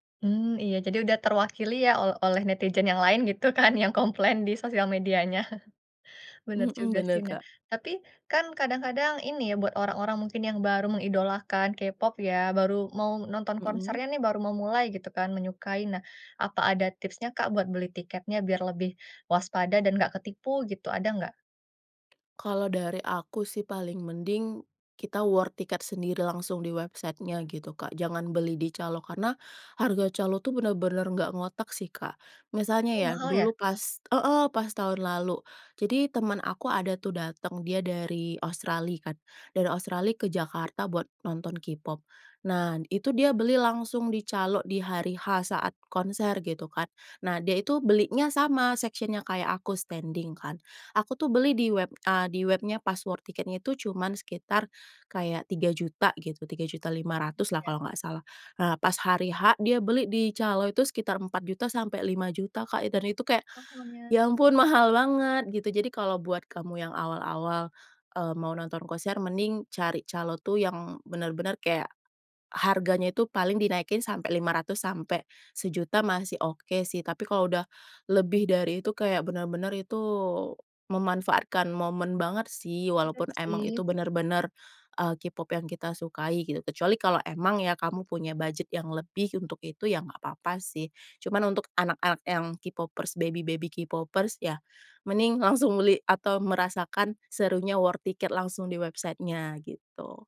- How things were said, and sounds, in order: tapping; chuckle; in English: "war"; in English: "website-nya"; in English: "section-nya"; in English: "standing"; in English: "war"; other background noise; in English: "baby-baby"; in English: "war"; in English: "website-nya"
- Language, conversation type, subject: Indonesian, podcast, Apa pengalaman menonton konser paling berkesan yang pernah kamu alami?